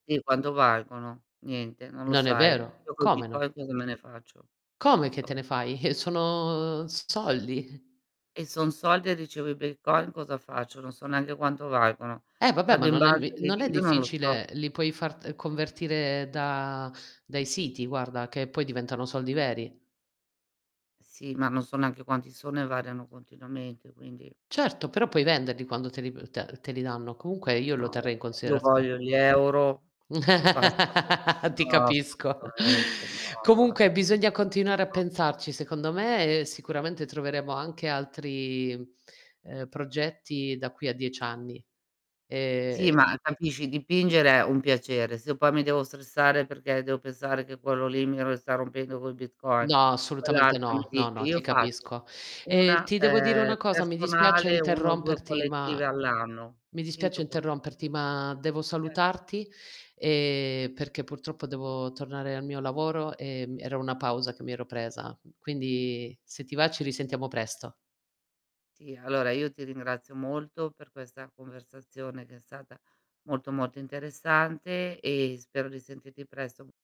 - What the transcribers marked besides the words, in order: distorted speech; chuckle; drawn out: "Sono"; drawn out: "da"; other background noise; laugh; unintelligible speech; tapping
- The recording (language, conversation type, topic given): Italian, unstructured, Come immagini la tua vita tra dieci anni?